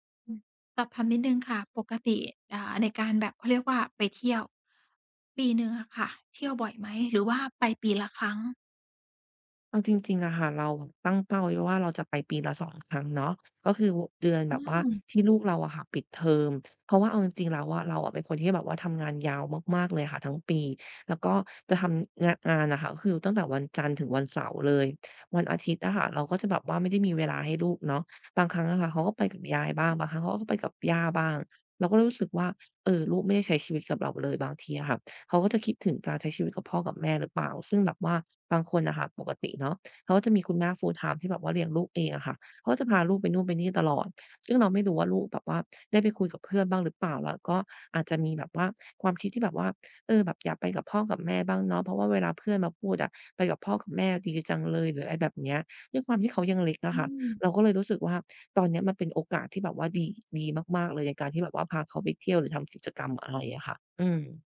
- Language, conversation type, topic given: Thai, advice, ฉันจะปรับทัศนคติเรื่องการใช้เงินให้ดีขึ้นได้อย่างไร?
- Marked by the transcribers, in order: other background noise; "ว่า" said as "โวะ"; in English: "full-time"